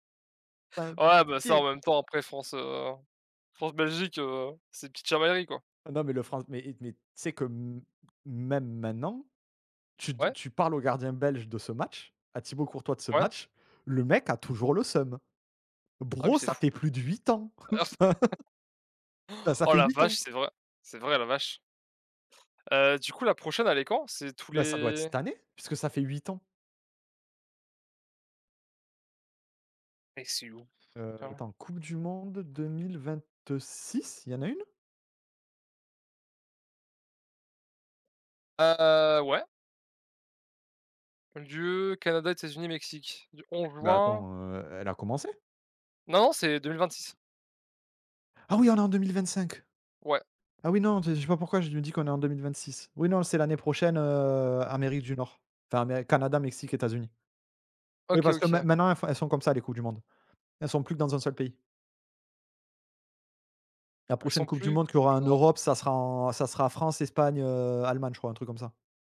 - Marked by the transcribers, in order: tapping; put-on voice: "Bro"; laugh; surprised: "Ah oui, on est en deux mille vingt-cinq"
- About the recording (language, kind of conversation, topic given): French, unstructured, Quel événement historique te rappelle un grand moment de bonheur ?